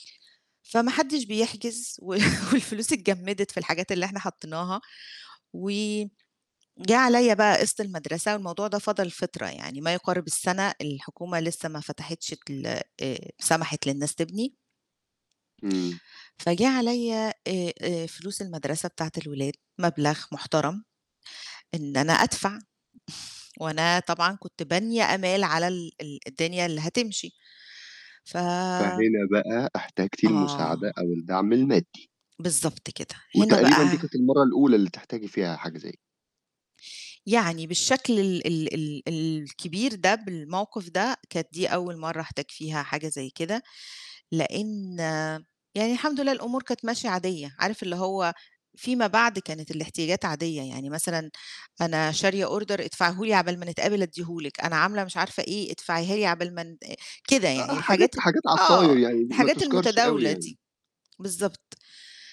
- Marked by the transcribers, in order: chuckle; tapping; in English: "أوردر"
- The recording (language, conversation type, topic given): Arabic, podcast, إيه اللي اتعلمته لما اضطريت تطلب مساعدة؟